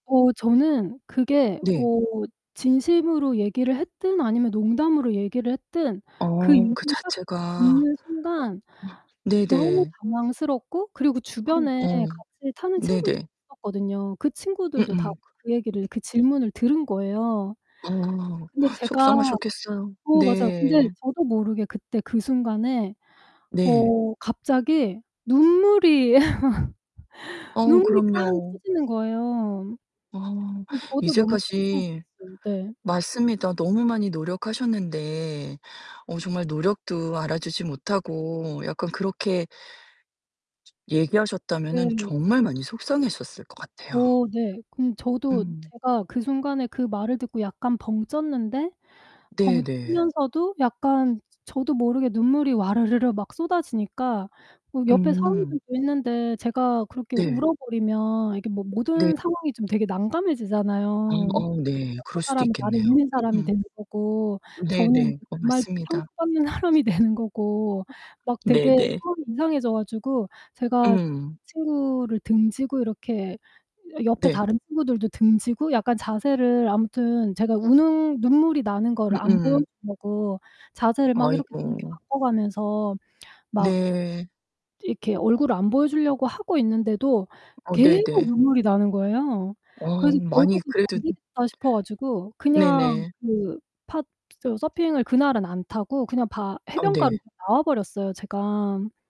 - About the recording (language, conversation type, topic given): Korean, advice, 오해로 감정이 상한 뒤 대화를 다시 시작하기가 왜 이렇게 어려울까요?
- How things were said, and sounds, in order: other background noise; distorted speech; gasp; laugh; static; laughing while speaking: "사람이"; other noise; tapping